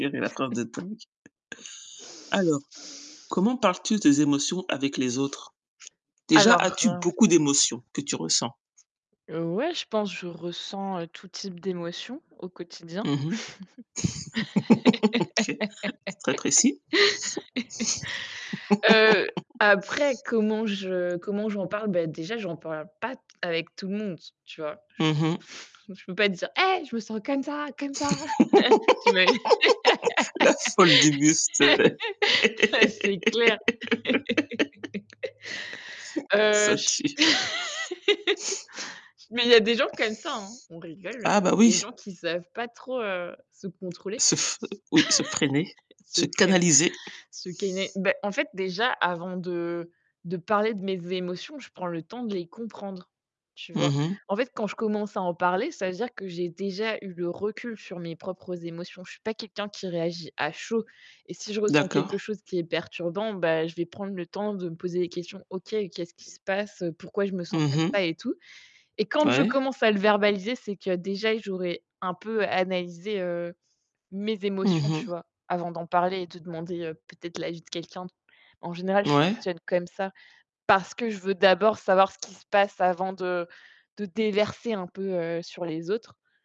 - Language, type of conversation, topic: French, unstructured, Comment parlez-vous de vos émotions avec les autres ?
- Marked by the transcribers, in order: other background noise; other noise; laugh; unintelligible speech; tapping; laugh; laugh; put-on voice: "Hey ! je me sens comme ça, comme ça"; laugh; unintelligible speech; laugh; distorted speech; static